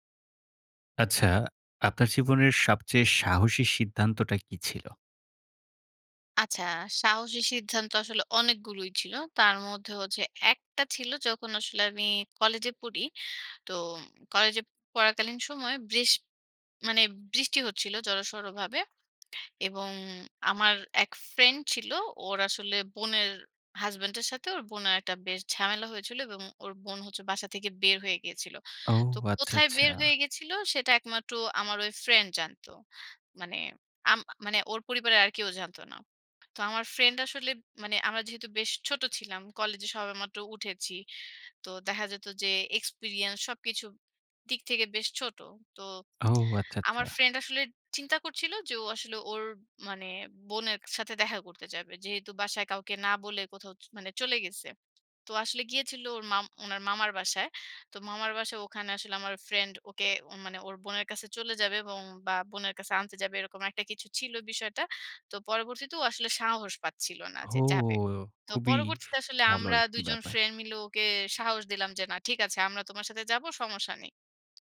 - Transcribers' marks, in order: other background noise; in English: "experience"
- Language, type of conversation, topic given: Bengali, podcast, জীবনে আপনি সবচেয়ে সাহসী সিদ্ধান্তটি কী নিয়েছিলেন?